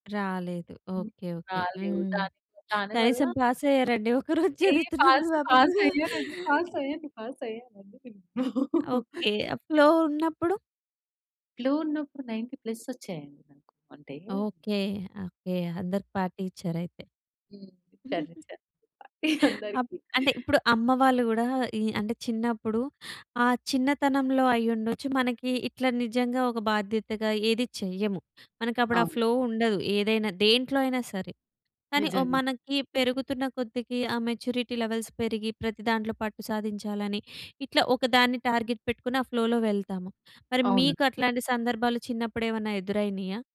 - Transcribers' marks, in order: other noise; in English: "పాస్"; laughing while speaking: "ఒక రోజు చదువుతున్నప్పుడు పాపం?"; in English: "పాస్, పాస్"; in English: "పాస్"; in English: "పాస్"; giggle; in English: "ఫ్లో"; in English: "ఫ్లో"; in English: "నైంటీ ప్లస్"; in English: "పార్టీ"; giggle; chuckle; in English: "ఫ్లో"; in English: "మెచ్యూరిటీ లెవెల్స్"; in English: "టార్గెట్"; in English: "ఫ్లో‌లో"
- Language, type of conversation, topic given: Telugu, podcast, ఫ్లో స్థితిలో మునిగిపోయినట్టు అనిపించిన ఒక అనుభవాన్ని మీరు చెప్పగలరా?